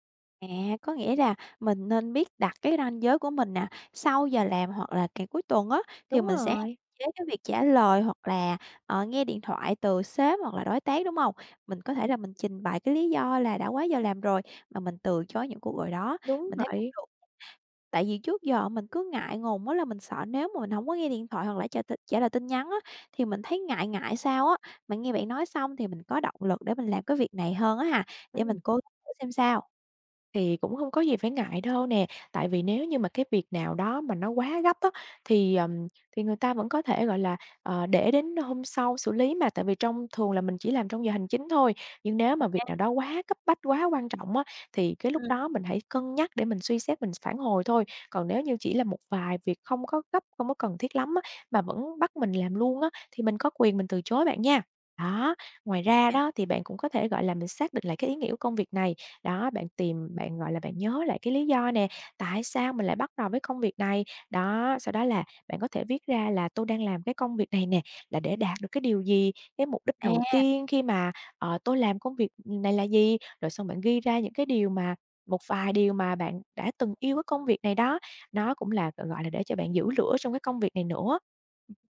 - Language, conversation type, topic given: Vietnamese, advice, Bạn đang cảm thấy kiệt sức vì công việc và chán nản, phải không?
- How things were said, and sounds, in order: tapping; other background noise